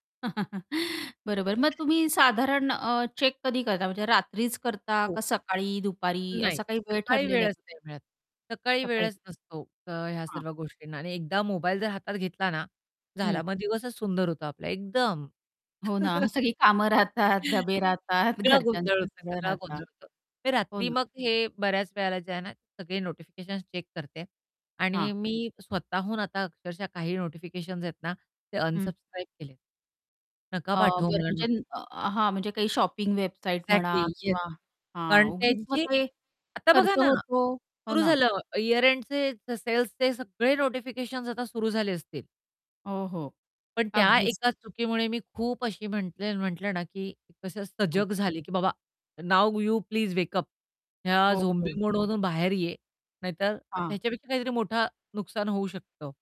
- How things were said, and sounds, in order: static; chuckle; laughing while speaking: "बरोबर"; other background noise; in English: "चेक"; distorted speech; chuckle; laughing while speaking: "सगळी कामं राहतात, डबे राहतात"; in English: "चेक"; in English: "अनसबस्क्राईब"; in English: "शॉपिंग"; in English: "एक्झॅक्टली"; in English: "नाऊ यू प्लीज वेक अप"
- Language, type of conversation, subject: Marathi, podcast, नोटिफिकेशन्समुळे लक्ष विचलित होतं का?